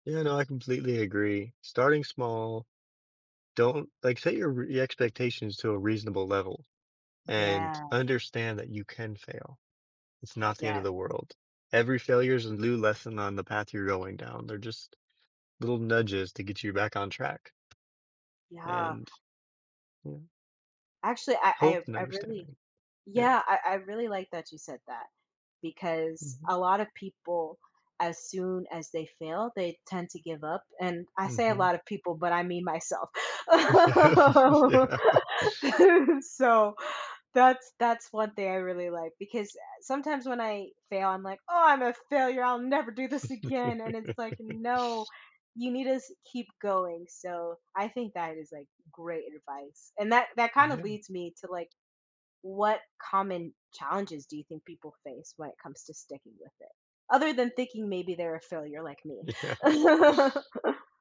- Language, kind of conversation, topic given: English, unstructured, How can small daily habits make a difference in our lives?
- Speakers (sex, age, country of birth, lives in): female, 30-34, United States, United States; male, 30-34, United States, United States
- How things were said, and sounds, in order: tapping; other background noise; laughing while speaking: "Yeah, yeah"; laugh; chuckle; laughing while speaking: "Yeah"; laugh